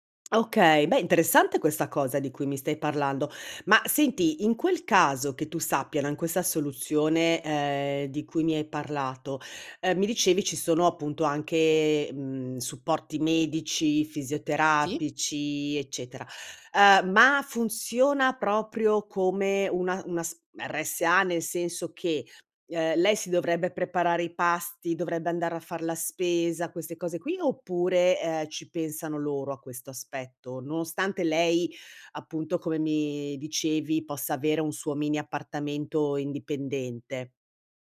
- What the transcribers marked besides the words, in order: none
- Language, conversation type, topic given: Italian, advice, Come posso organizzare la cura a lungo termine dei miei genitori anziani?